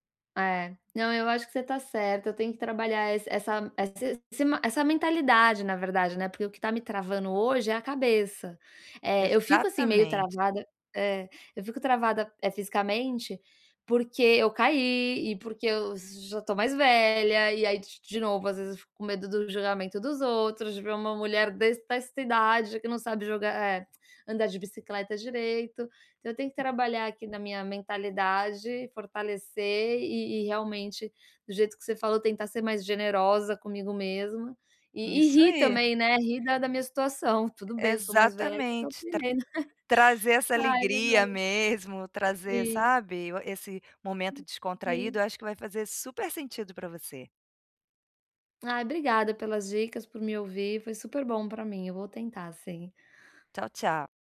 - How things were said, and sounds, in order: tongue click; tapping; laugh
- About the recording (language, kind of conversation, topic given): Portuguese, advice, Como posso aprender novas habilidades sem ficar frustrado?